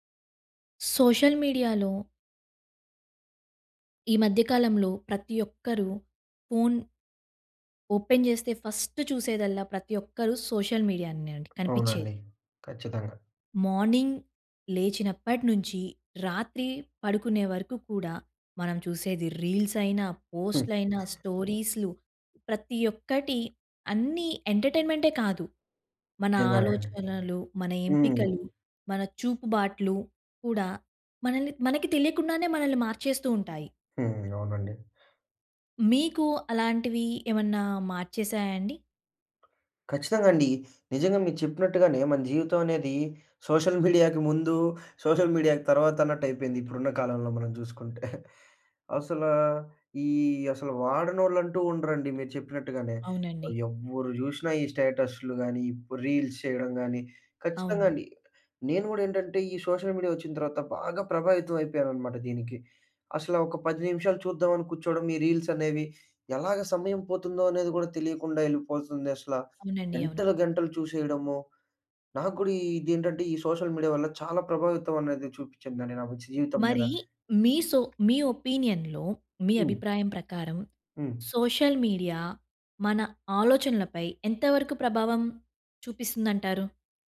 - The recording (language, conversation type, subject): Telugu, podcast, సోషల్ మీడియాలో చూపుబాటలు మీ ఎంపికలను ఎలా మార్చేస్తున్నాయి?
- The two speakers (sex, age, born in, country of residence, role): female, 20-24, India, India, host; male, 20-24, India, India, guest
- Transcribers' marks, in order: in English: "సోషల్ మీడియాలో"; in English: "ఓపెన్"; in English: "ఫస్ట్"; in English: "సోషల్ మీడియానే"; in English: "మార్నింగ్"; in English: "రీల్స్"; other background noise; giggle; in English: "సోషల్ మీడియాకి"; in English: "సోషల్ మీడియాకి"; giggle; in English: "రీల్స్"; in English: "సోషల్ మీడియా"; in English: "రీల్స్"; in English: "సోషల్ మీడియా"; in English: "ఒపీనియన్‌లో"; in English: "సోషల్ మీడియా"